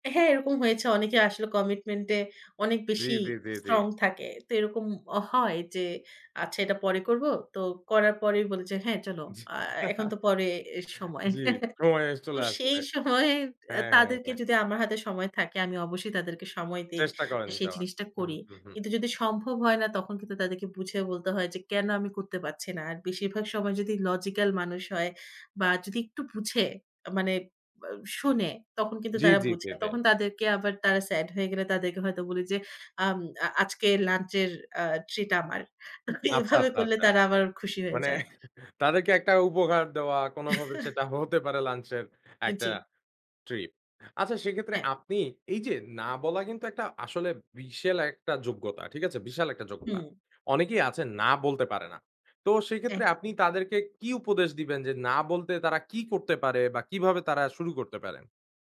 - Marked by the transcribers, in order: laugh; chuckle; "বিশাল" said as "বিশেল"; tapping
- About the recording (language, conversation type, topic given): Bengali, podcast, আপনি কীভাবে কাউকে ‘না’ বলতে শিখেছেন?